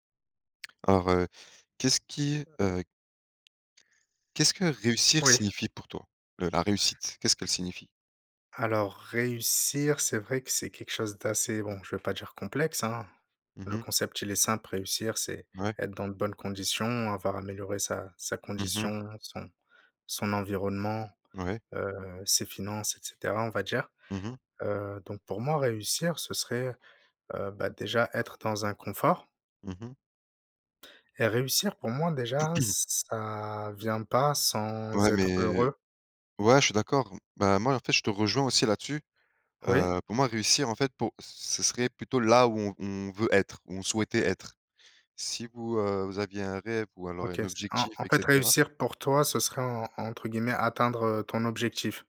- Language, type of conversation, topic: French, unstructured, Qu’est-ce que réussir signifie pour toi ?
- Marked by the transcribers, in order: tapping; other background noise; throat clearing